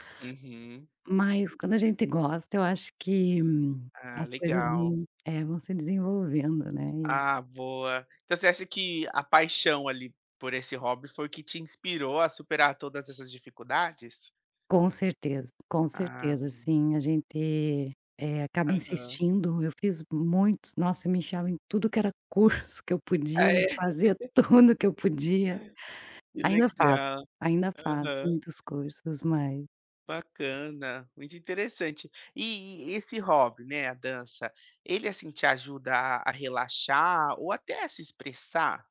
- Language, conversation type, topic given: Portuguese, podcast, Como você começou a praticar um hobby pelo qual você é apaixonado(a)?
- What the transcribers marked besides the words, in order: tapping; chuckle; laugh